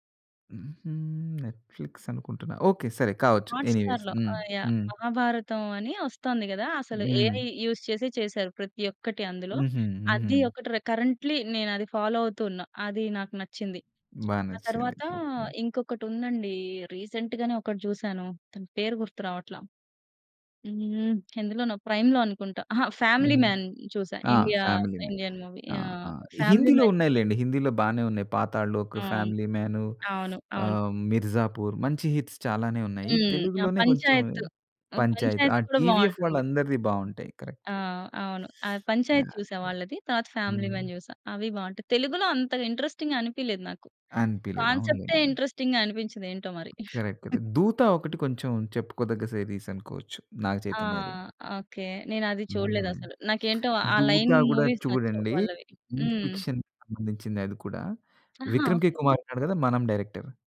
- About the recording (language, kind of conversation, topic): Telugu, podcast, ఇప్పటివరకు మీరు బింగే చేసి చూసిన ధారావాహిక ఏది, ఎందుకు?
- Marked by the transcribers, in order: teeth sucking; in English: "నెట్‌ఫ్లిక్స్"; in English: "ఎనీవేస్"; in English: "ఏఐ యూజ్"; in English: "కరెంట్‌లీ"; in English: "ఫాలో"; in English: "రీసెంట్‌గానే"; in English: "హిట్స్"; in English: "టీవీఎఫ్"; in English: "కరెక్ట్"; in English: "ఇంట్రెస్టింగ్‌గా"; in English: "కాన్సెప్టే ఇంట్రెస్టింగ్‌గా"; tapping; in English: "కరెక్ట్. కరెక్ట్"; giggle; in English: "సీరీస్"; in English: "లైన్ మూవీస్"; in English: "సైన్స్ ఫిక్షన్‌కి"; in English: "డైరెక్టర్"